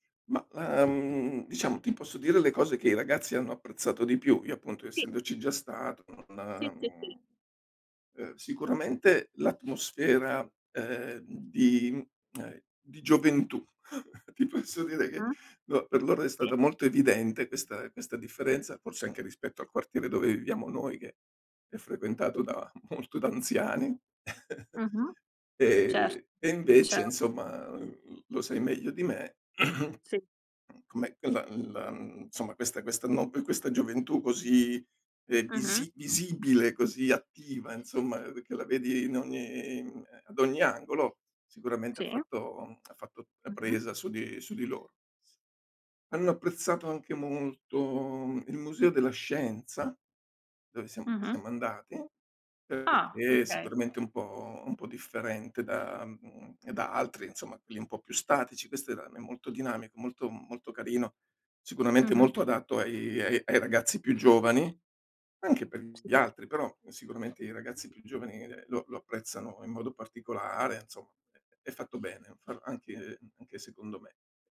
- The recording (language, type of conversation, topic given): Italian, unstructured, Che cosa ti rende felice durante un viaggio?
- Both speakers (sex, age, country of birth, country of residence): female, 30-34, Italy, Italy; male, 60-64, Italy, Italy
- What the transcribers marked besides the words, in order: tapping; other background noise; tongue click; chuckle; laughing while speaking: "Ti posso dire che"; unintelligible speech; unintelligible speech; laughing while speaking: "molto"; chuckle; throat clearing; "insomma" said as "nsomma"; drawn out: "molto"